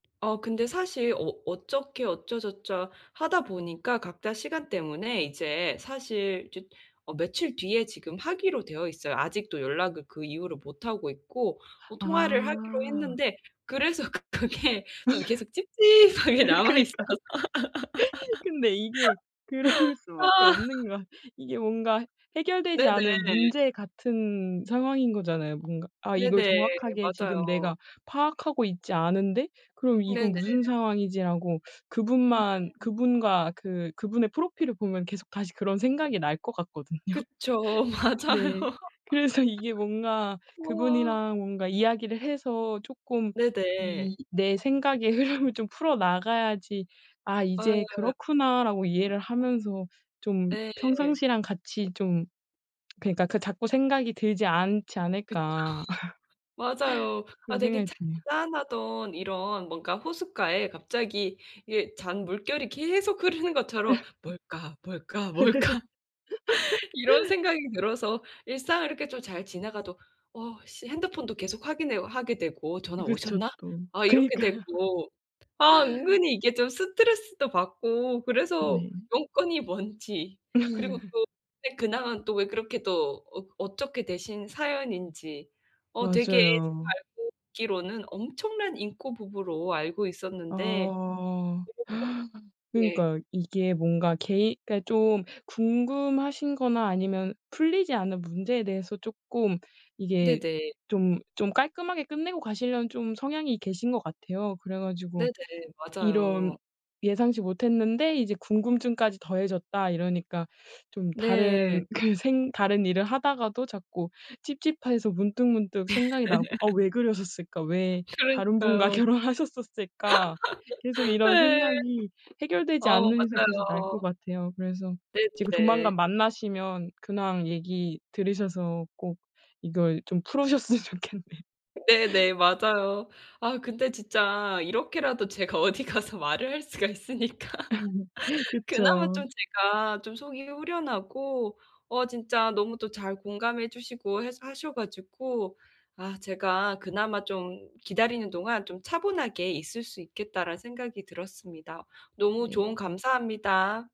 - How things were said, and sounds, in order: "어떻게" said as "어쩧게"; inhale; laugh; laughing while speaking: "그니까. 근데 이게 그럴 수 밖에 없는 건 이게 뭔가"; laughing while speaking: "그 그게 좀 계속 찝찝하게 남아 있어서"; laugh; teeth sucking; unintelligible speech; laughing while speaking: "같거든요. 네. 그래서 이게 뭔가"; laughing while speaking: "맞아요"; laugh; laughing while speaking: "흐름을"; lip smack; laughing while speaking: "그쵸"; laugh; laugh; laughing while speaking: "뭘까?' 이런 생각이 들어서"; laughing while speaking: "그러니까요"; laugh; laugh; "어떻게" said as "어쩧게"; inhale; laughing while speaking: "그 생"; laugh; laughing while speaking: "그러셨을까?"; laughing while speaking: "결혼하셨었을까?'"; laugh; laughing while speaking: "예"; laughing while speaking: "풀으셨으면 좋겠네요"; laugh; laughing while speaking: "어디 가서 말을 할 수가 있으니까"; laugh
- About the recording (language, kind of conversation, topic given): Korean, advice, 예상치 못한 일이 생겼을 때 어떻게 마음을 다잡고 회복하시나요?